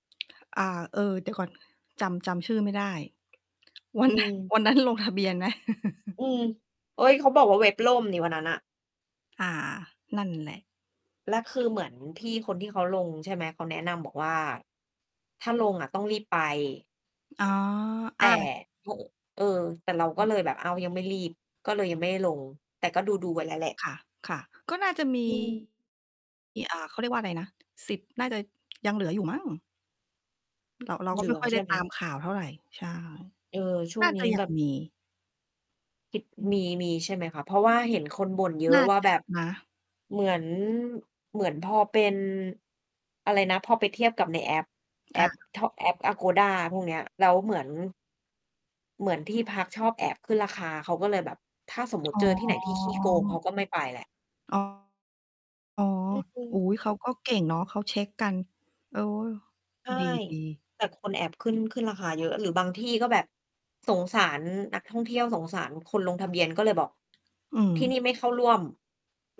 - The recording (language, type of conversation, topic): Thai, unstructured, คุณชอบไปเที่ยวที่ไหนในประเทศไทยมากที่สุด?
- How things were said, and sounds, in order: distorted speech; tapping; chuckle; unintelligible speech; unintelligible speech; other background noise